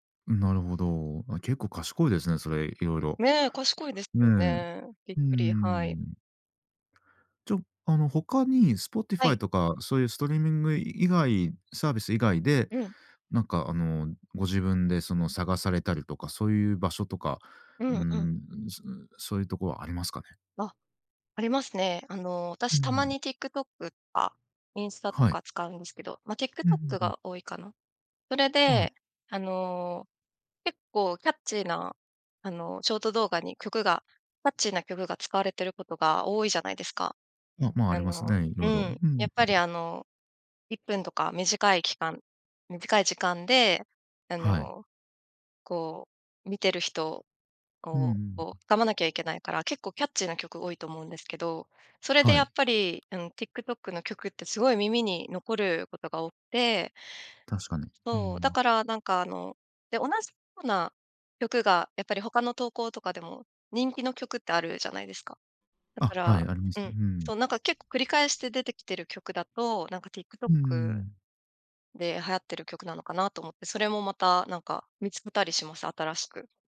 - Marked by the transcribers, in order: none
- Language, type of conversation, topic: Japanese, podcast, 普段、新曲はどこで見つけますか？